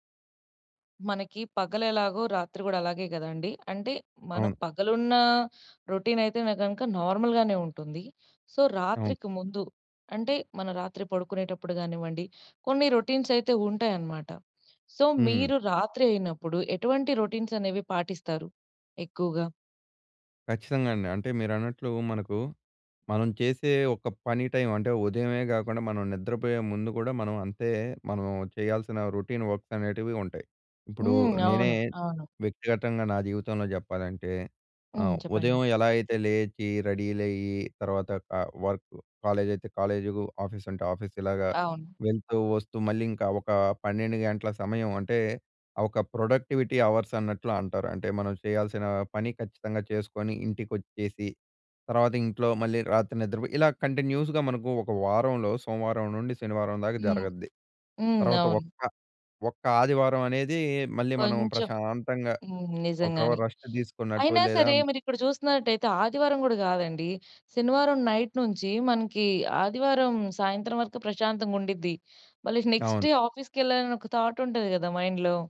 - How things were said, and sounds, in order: in English: "రొటీన్"; in English: "నార్మల్‌గానే"; in English: "సో"; in English: "రొ‌టీన్స్"; in English: "సో"; in English: "రొ‌టీన్స్"; in English: "టైమ్"; in English: "రొటీన్ వర్క్స్"; in English: "వర్క్ కాలేజ్"; in English: "ఆఫీస్"; in English: "ఆఫీస్"; in English: "ప్రొడక్టివిటీ అవర్స్"; in English: "కంటిన్యూస్‍గా"; in English: "రెస్ట్"; in English: "నైట్"; in English: "నెక్స్ట్ డే"; in English: "థాట్"; in English: "మైండ్‌లో"
- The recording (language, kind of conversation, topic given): Telugu, podcast, రాత్రి పడుకునే ముందు మీ రాత్రి రొటీన్ ఎలా ఉంటుంది?